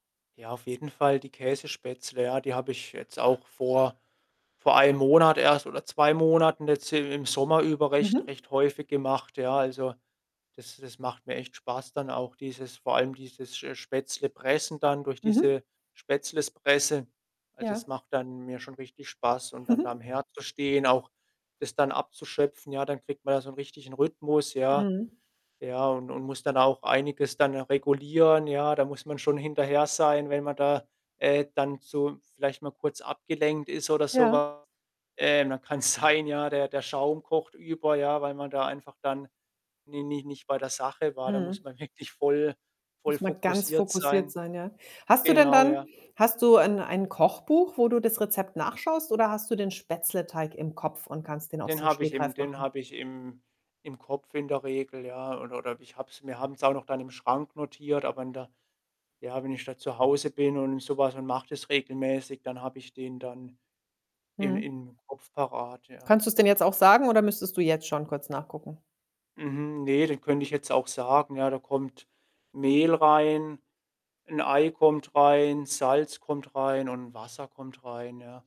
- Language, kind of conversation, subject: German, podcast, Welche Mahlzeit bedeutet für dich Heimat, und warum?
- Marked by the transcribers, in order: static; other background noise; "Spätzle-Presse" said as "Spätzles-Presse"; chuckle; distorted speech; laughing while speaking: "kann's sein"; laughing while speaking: "wirklich"